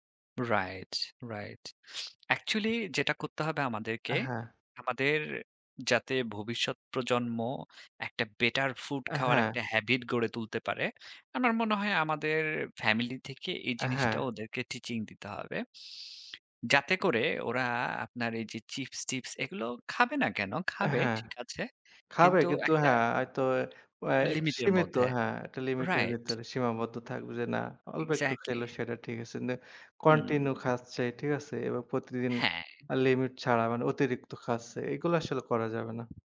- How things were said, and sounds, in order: in English: "বেটার ফুড"; in English: "হ্যাবিট"; in English: "টিচিং"; in English: "কন্টিনিউ"; tapping
- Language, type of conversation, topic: Bengali, unstructured, তোমার মতে ভালো স্বাস্থ্য বজায় রাখতে কোন ধরনের খাবার সবচেয়ে ভালো?